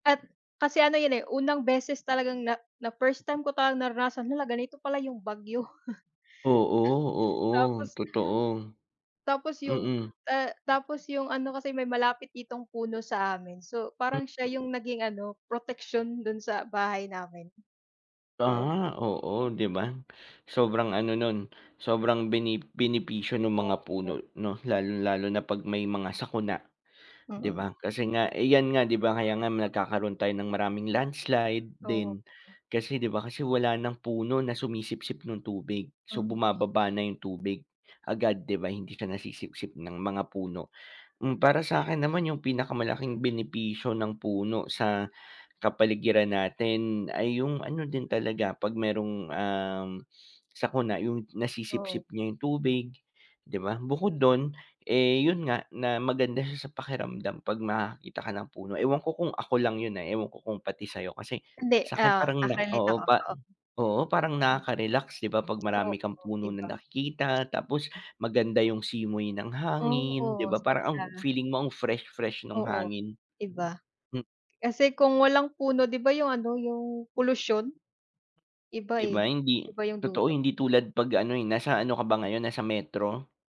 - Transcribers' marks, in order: chuckle; other noise; tapping
- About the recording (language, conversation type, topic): Filipino, unstructured, Bakit mahalaga ang pagtatanim ng puno sa ating paligid?